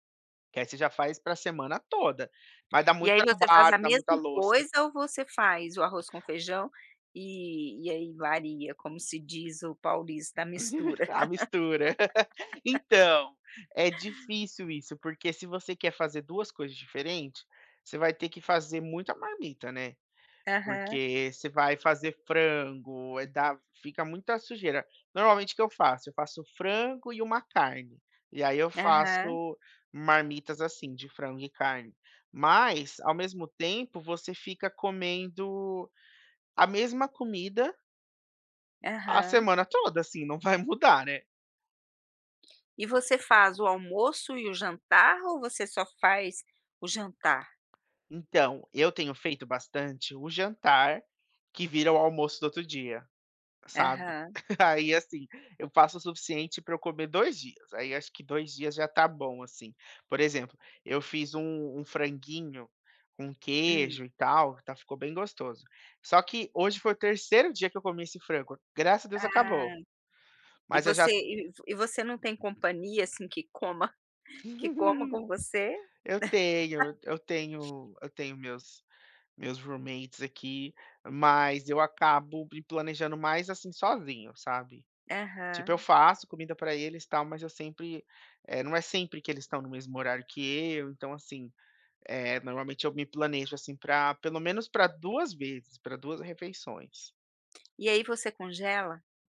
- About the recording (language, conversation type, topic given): Portuguese, podcast, Como você escolhe o que vai cozinhar durante a semana?
- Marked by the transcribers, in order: tapping; giggle; laugh; other background noise; laugh; chuckle; in English: "roommates"; chuckle